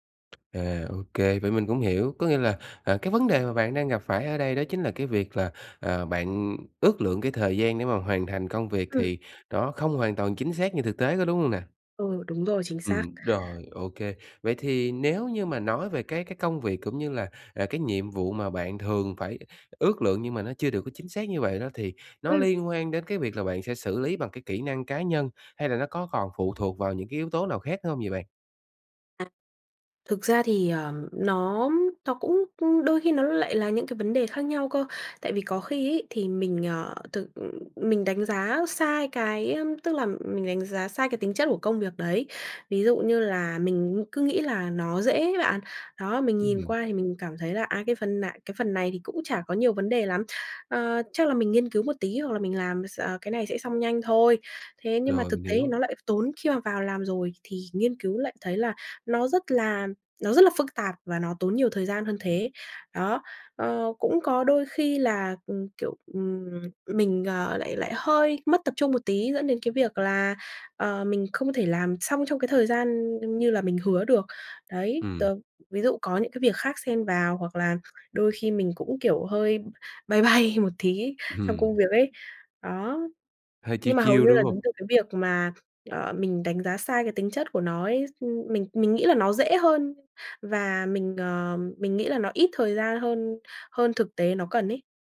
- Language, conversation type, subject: Vietnamese, advice, Làm thế nào để tôi ước lượng thời gian chính xác hơn và tránh trễ hạn?
- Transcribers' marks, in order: tapping; other background noise; laughing while speaking: "bay bay"; in English: "chill chill"